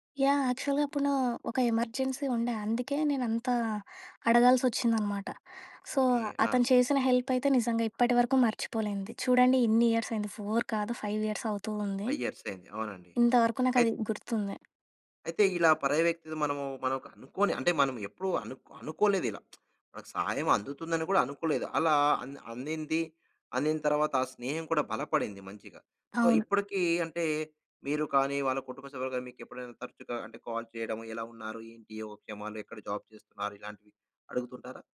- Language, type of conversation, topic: Telugu, podcast, పరాయి వ్యక్తి చేసిన చిన్న సహాయం మీపై ఎలాంటి ప్రభావం చూపిందో చెప్పగలరా?
- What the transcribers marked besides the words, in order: in English: "యాక్చువల్‌గప్పుడూ"; in English: "ఎమర్జెన్సీ"; tapping; in English: "సో"; in English: "ఫోర్"; in English: "ఫైవ్"; in English: "ఫైవ్"; lip smack; in English: "సో"; in English: "కాల్"; in English: "జాబ్"